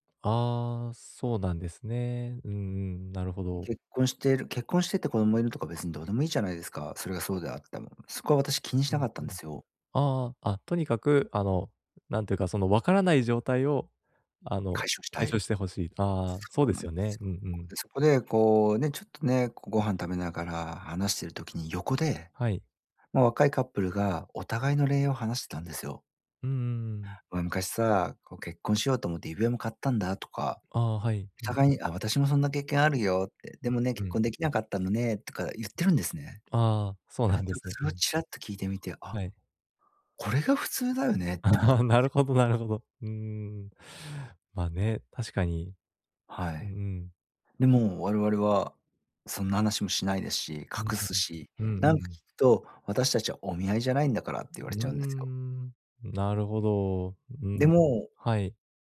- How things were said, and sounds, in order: laughing while speaking: "あ"
- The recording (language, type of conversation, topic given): Japanese, advice, どうすれば自分を責めずに心を楽にできますか？